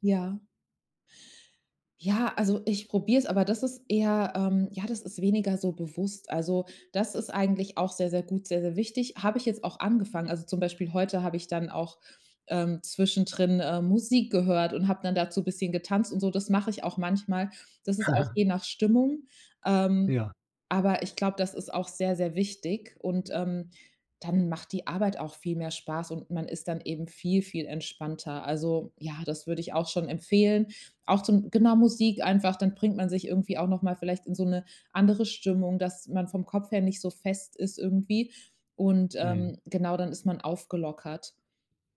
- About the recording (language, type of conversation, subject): German, podcast, Wie integrierst du Bewegung in einen vollen Arbeitstag?
- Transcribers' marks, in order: chuckle